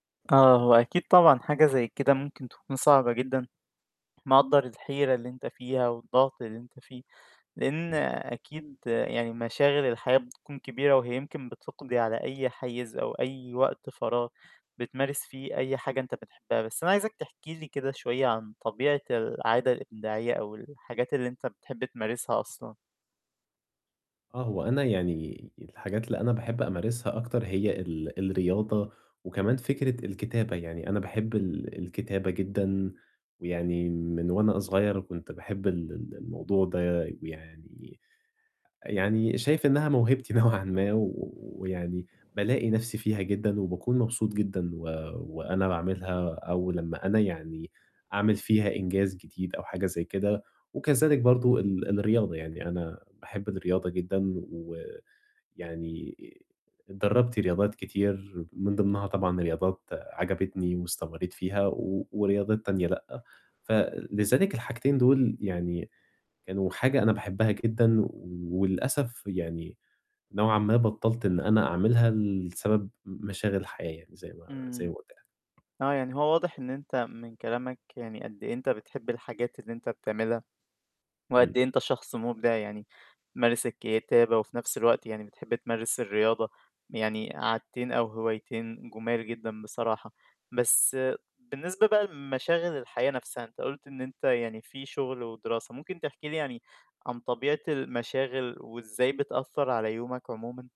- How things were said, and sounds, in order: tapping; distorted speech; laughing while speaking: "نوعًا ما"
- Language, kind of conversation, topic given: Arabic, advice, إزاي أجهّز لنفسي مساحة شغل مناسبة تساعدني أحافظ على عادتي الإبداعية؟